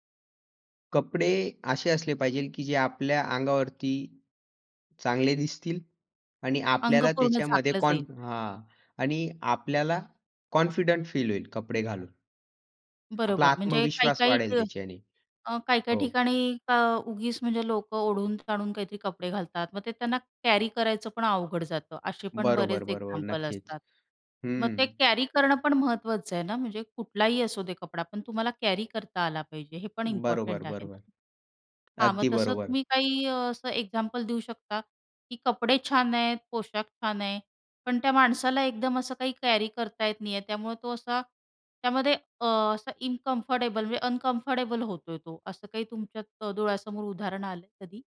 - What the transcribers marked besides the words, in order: in English: "कॉन्फिडंट फील"; in English: "कॅरी"; in English: "एक्झाम्पल"; in English: "कॅरी"; in English: "कॅरी"; in English: "इम्पॉर्टंट"; in English: "एक्झाम्पल"; in English: "कॅरी"; in English: "अनकंफर्टेबल"
- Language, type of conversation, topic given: Marathi, podcast, कपड्यांमुळे आत्मविश्वास कसा वाढतो असं तुला वाटतं?